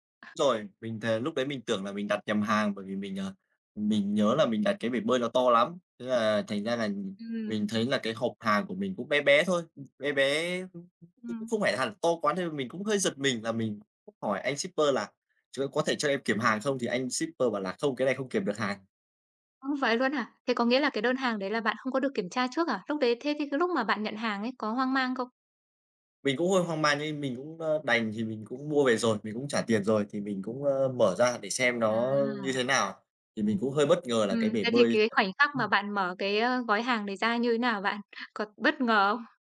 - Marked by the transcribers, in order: other background noise; tapping; other noise; laughing while speaking: "không?"
- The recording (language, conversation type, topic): Vietnamese, podcast, Bạn có thể kể về lần mua sắm trực tuyến khiến bạn ấn tượng nhất không?